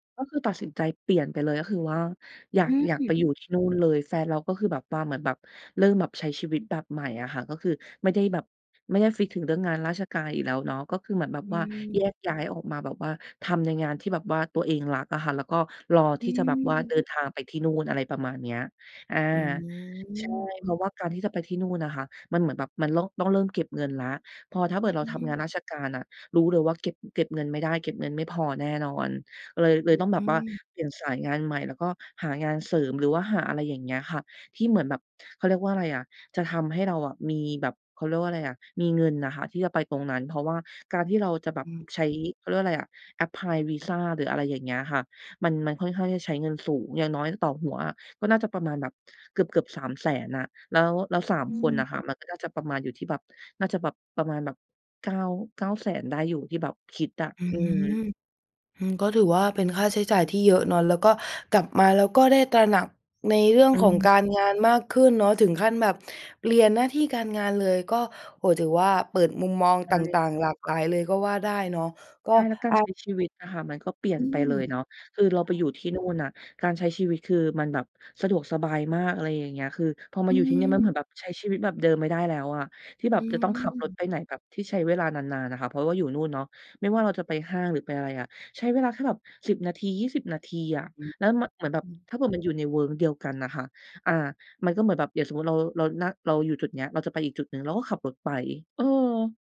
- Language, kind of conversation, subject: Thai, podcast, การเดินทางครั้งไหนที่ทำให้คุณมองโลกเปลี่ยนไปบ้าง?
- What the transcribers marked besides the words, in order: drawn out: "อืม"; other background noise; "เกิด" said as "เผิด"; in English: "apply"